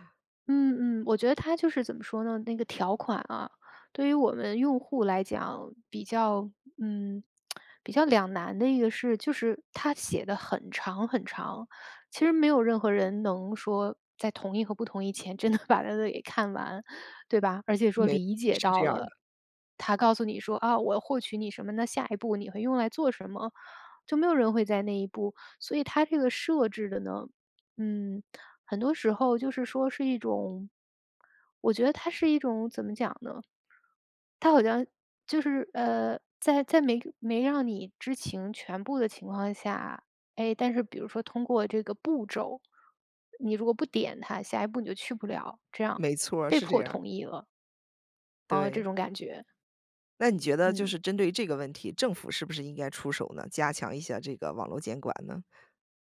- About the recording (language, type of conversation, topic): Chinese, podcast, 我们该如何保护网络隐私和安全？
- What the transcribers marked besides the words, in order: tsk; laughing while speaking: "真的把那个给看完"; other background noise